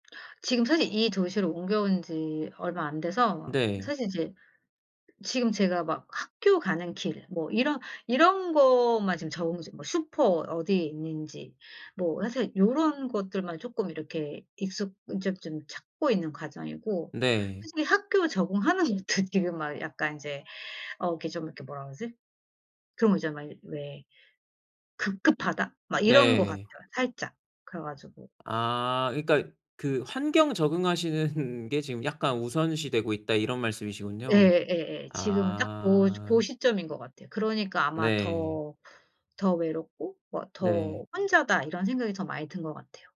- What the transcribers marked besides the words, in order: laughing while speaking: "적응하는 것도"; other background noise; laughing while speaking: "적응하시는"
- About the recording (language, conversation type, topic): Korean, advice, 변화로 인한 상실감을 기회로 바꾸기 위해 어떻게 시작하면 좋을까요?